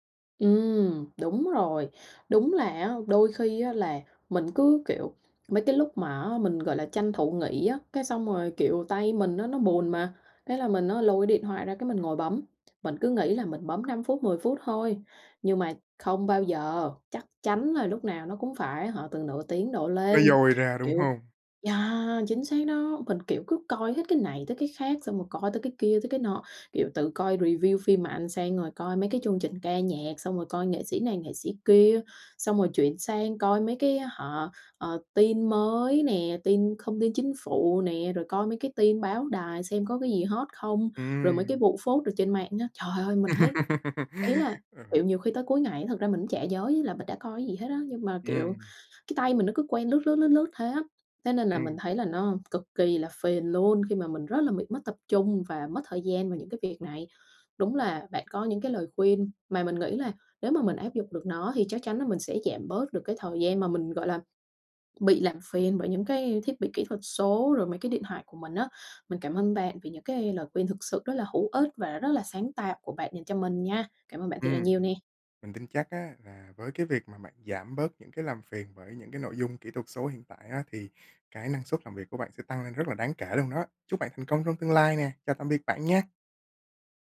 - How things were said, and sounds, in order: tapping; other background noise; in English: "review"; laugh
- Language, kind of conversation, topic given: Vietnamese, advice, Làm sao tôi có thể tập trung sâu khi bị phiền nhiễu kỹ thuật số?